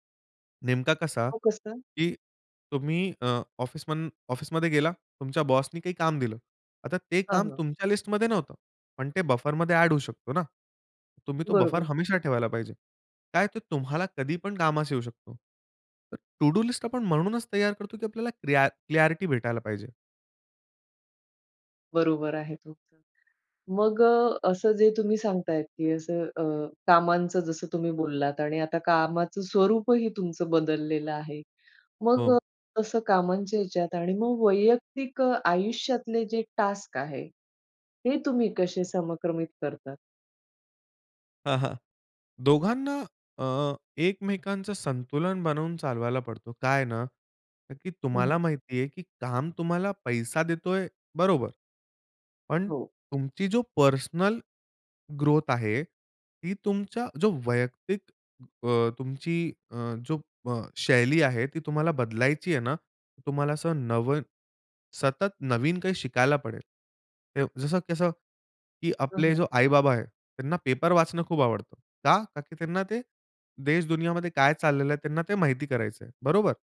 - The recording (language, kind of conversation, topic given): Marathi, podcast, तुम्ही तुमची कामांची यादी व्यवस्थापित करताना कोणते नियम पाळता?
- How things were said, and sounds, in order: in English: "बफरमध्ये"; in English: "बफर"; in English: "टू डू लिस्ट"; in English: "पर्सनल ग्रोथ"